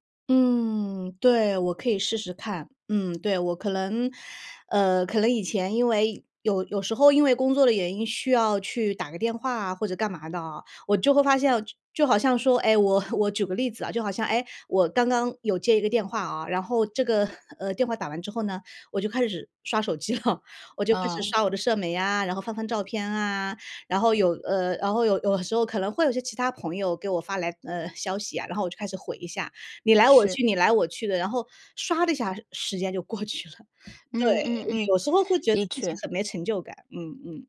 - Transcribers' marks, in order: laughing while speaking: "了"; laughing while speaking: "过去了"
- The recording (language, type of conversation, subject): Chinese, advice, 我总是拖延重要任务、迟迟无法开始深度工作，该怎么办？